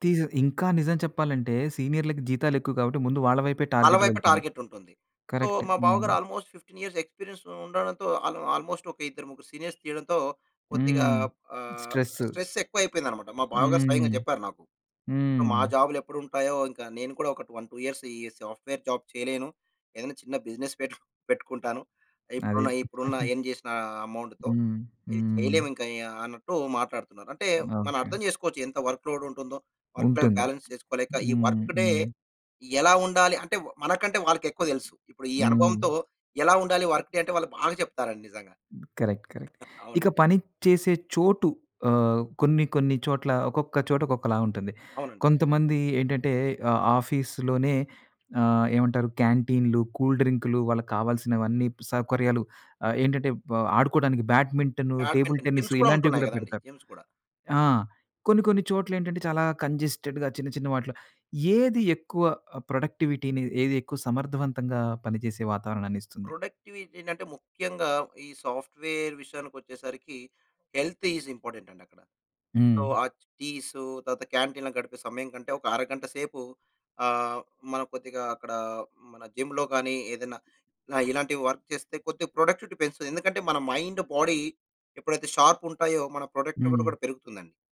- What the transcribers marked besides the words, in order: in English: "టార్గెట్"; in English: "టార్గెట్"; in English: "కరెక్ట్"; in English: "సో"; in English: "ఆల్‌మోస్ట్ ఫిఫ్టీన్ ఇయర్స్ ఎక్స్‌పీరియన్స్"; in English: "ఆల్ ఆల్‌మోస్ట్"; in English: "సీనియర్స్"; in English: "స్ట్రెస్స్"; in English: "స్ట్రెస్"; in English: "వన్ టూ ఇయర్స్"; in English: "సాఫ్ట్‌వేర్ జాబ్"; in English: "బిజినెస్"; other noise; giggle; in English: "ఎర్న్"; in English: "అమౌంట్‌తో"; in English: "వర్క్‌లోడ్"; in English: "వర్క్ లైఫ్ బ్యాలన్స్"; in English: "వర్క్ డే"; in English: "వర్క్ డే"; in English: "కరెక్ట్ కరెక్ట్"; giggle; in English: "ఆఫీస్‌లోనే"; in English: "బ్యాడ్మింటన్ గేమ్స్"; in English: "గేమ్స్"; in English: "కంజెస్టెడ్‌గా"; in English: "ప్రొడక్టివిటీని"; in English: "ప్రొడక్టివిటీ"; in English: "సాఫ్ట్‌వేర్"; in English: "హెల్త్ ఈస్ ఇంపార్టెంట్"; in English: "సో"; in English: "క్యాంటీన్"; in English: "జిమ్‌లో"; in English: "వర్క్"; in English: "ప్రొడక్టివిటీ"; in English: "మైండ్, బాడీ"; in English: "షార్ప్"; in English: "ప్రొడక్టివిటీ"
- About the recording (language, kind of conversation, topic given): Telugu, podcast, ఒక సాధారణ పని రోజు ఎలా ఉండాలి అనే మీ అభిప్రాయం ఏమిటి?